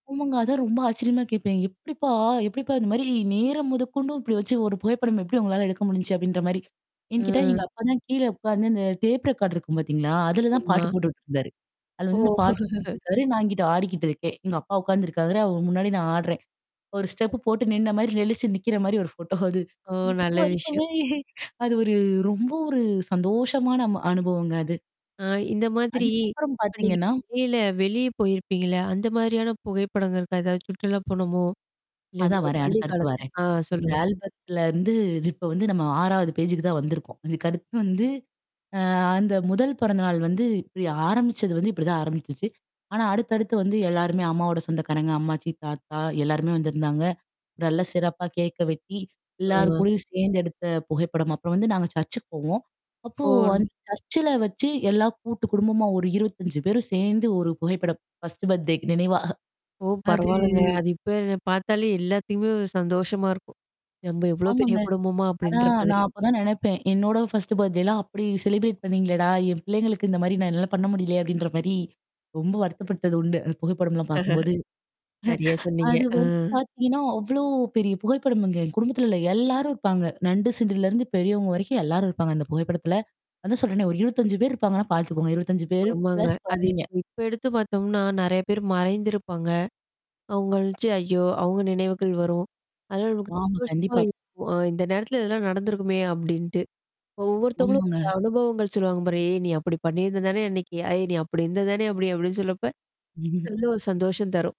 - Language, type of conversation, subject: Tamil, podcast, பழைய புகைப்படங்களைப் பார்த்தபோது உங்களுக்குள் எழுந்த உணர்வுகளைப் பற்றி சொல்ல முடியுமா?
- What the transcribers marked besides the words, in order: static; mechanical hum; other noise; tapping; in English: "டேப் ரெக்கார்ட்"; distorted speech; laugh; in English: "ஸ்டெப்"; chuckle; laughing while speaking: "இப்போ வரைக்குமே அது ஒரு ரொம்ப ஒரு சந்தோஷமான அம அனுபவங்க அது"; in English: "பேஜ்க்கு"; in English: "ஃர்ஸ்ட் பர்த்டேக்கு"; chuckle; drawn out: "அது"; other background noise; in English: "ஃபர்ஸ்ட் பர்த்டேலாம்"; in English: "செலப்ரேட்"; chuckle; in English: "ப்ளஸ்"; chuckle